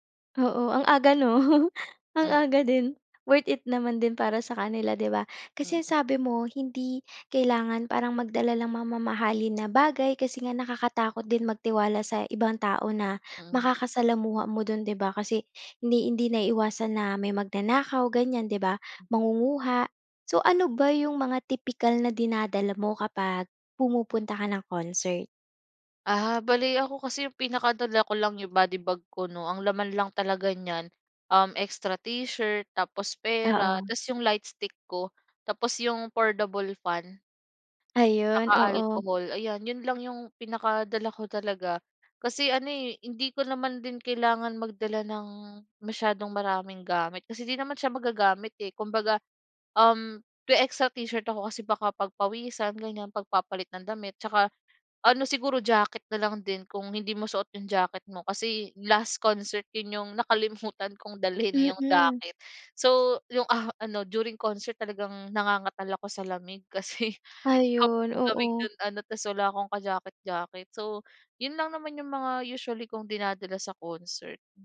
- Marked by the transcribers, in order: laugh; other background noise
- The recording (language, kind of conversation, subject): Filipino, podcast, Puwede mo bang ikuwento ang konsiyertong hindi mo malilimutan?